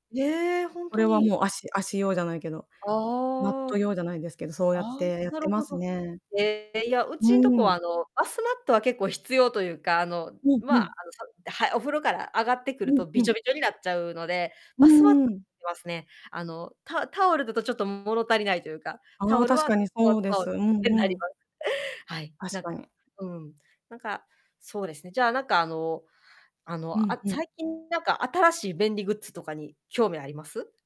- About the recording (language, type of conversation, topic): Japanese, unstructured, 日常生活の中で、使って驚いた便利な道具はありますか？
- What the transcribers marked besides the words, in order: distorted speech; other background noise; unintelligible speech